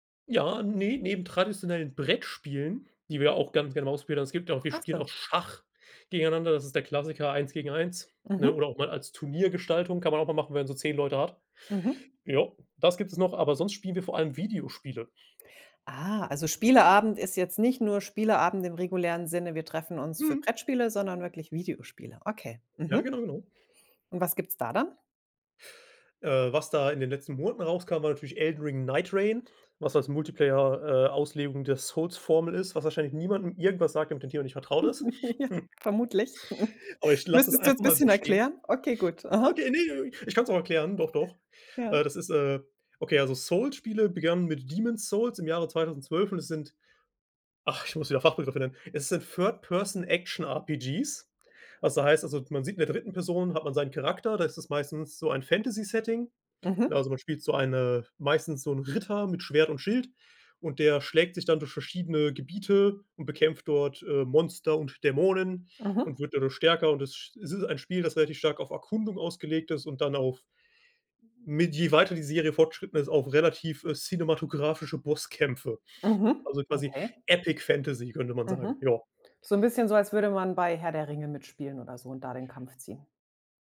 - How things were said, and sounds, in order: other background noise; chuckle; other noise; chuckle; snort
- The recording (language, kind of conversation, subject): German, podcast, Wie gestaltest du einen entspannten Spieleabend?